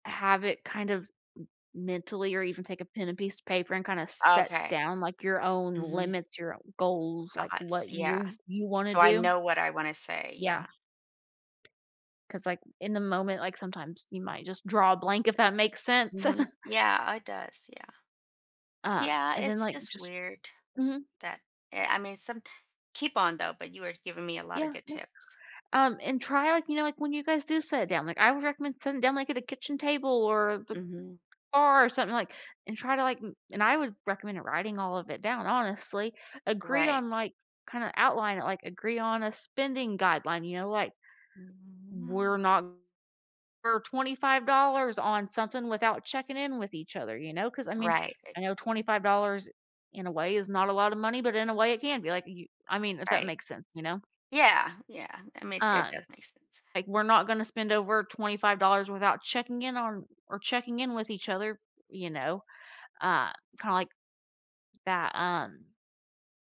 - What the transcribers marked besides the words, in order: other background noise; chuckle; tapping; humming a tune; unintelligible speech
- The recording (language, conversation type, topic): English, advice, How do I set healthier boundaries?